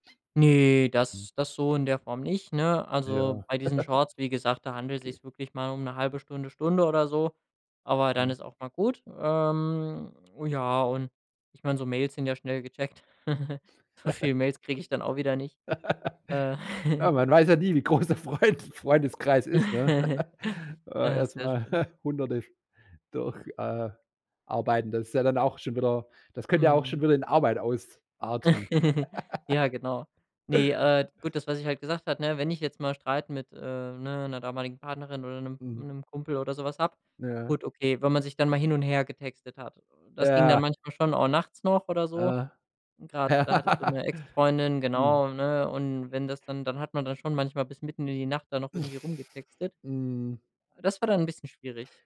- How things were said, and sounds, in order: giggle; giggle; laugh; giggle; laughing while speaking: "wie groß der Freunde"; giggle; chuckle; giggle; laugh; snort
- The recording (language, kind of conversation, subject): German, podcast, Wie beeinflusst dein Handy dein Ein- und Durchschlafen?